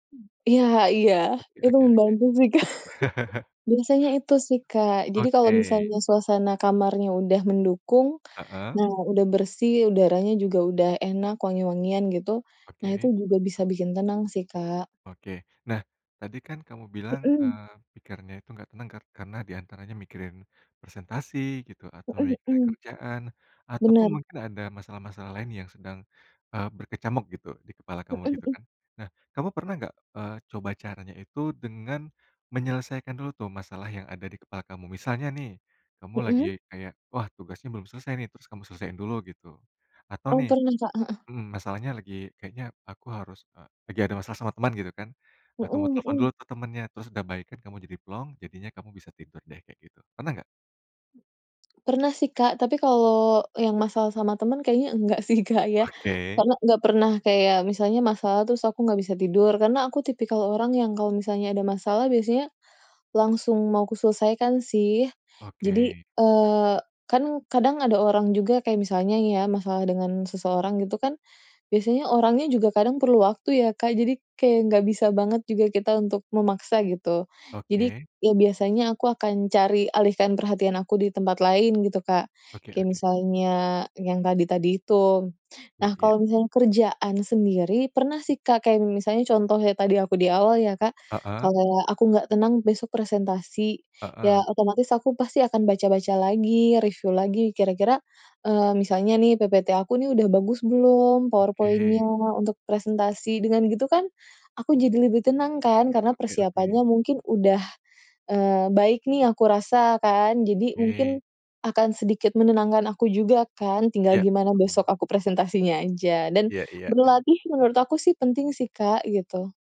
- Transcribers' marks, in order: other background noise; chuckle; chuckle; laughing while speaking: "Oke"; in English: "review"; "Oke" said as "ngge"; chuckle
- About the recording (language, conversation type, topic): Indonesian, podcast, Apa yang kamu lakukan kalau susah tidur karena pikiran nggak tenang?